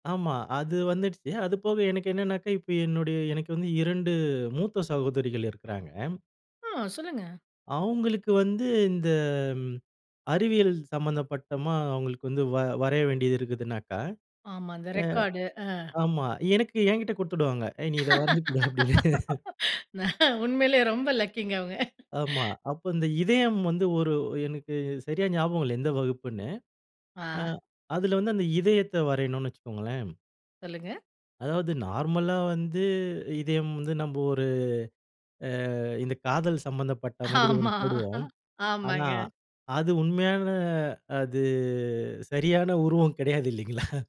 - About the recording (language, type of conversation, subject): Tamil, podcast, சுயமாகக் கற்றுக்கொண்ட ஒரு திறனைப் பெற்றுக்கொண்ட ஆரம்பப் பயணத்தைப் பற்றி சொல்லுவீங்களா?
- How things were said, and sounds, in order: "சம்பந்தப்பட்டதா" said as "சம்பந்தப்பட்டமா"; in English: "ரெக்கார்டு"; laughing while speaking: "ஏய்! நீ இத வரஞ்சு குடு அப்பிடின்னு"; laugh; in English: "நார்மலா"; laughing while speaking: "ஆமா"; laughing while speaking: "கிடையாது, இல்லைங்களா!"